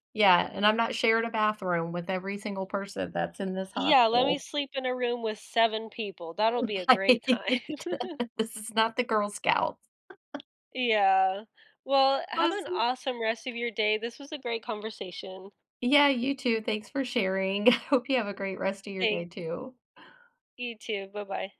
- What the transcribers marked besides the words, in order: laughing while speaking: "Right"; laugh; chuckle; tapping; chuckle
- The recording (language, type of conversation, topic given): English, unstructured, What is one money habit you think everyone should learn early?